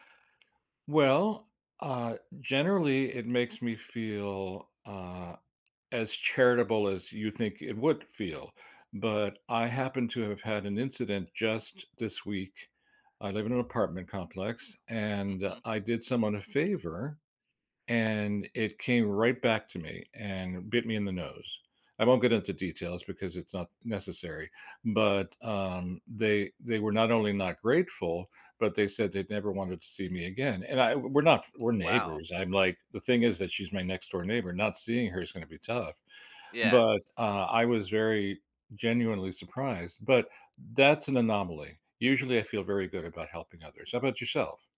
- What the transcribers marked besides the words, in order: other background noise; tapping
- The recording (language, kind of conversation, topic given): English, unstructured, Why do you think helping others can be so rewarding?
- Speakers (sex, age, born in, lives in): male, 40-44, United States, United States; male, 70-74, Venezuela, United States